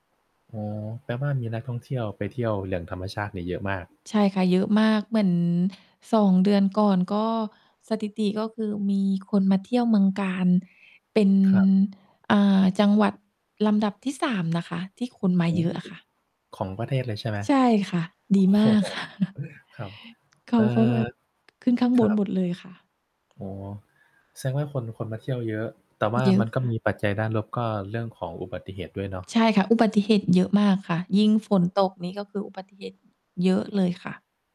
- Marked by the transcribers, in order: static; distorted speech; laughing while speaking: "ค่ะ"; laughing while speaking: "โอ้โฮ"; mechanical hum
- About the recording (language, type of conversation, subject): Thai, unstructured, คุณคิดอย่างไรเกี่ยวกับผลกระทบจากการเปลี่ยนแปลงสภาพภูมิอากาศ?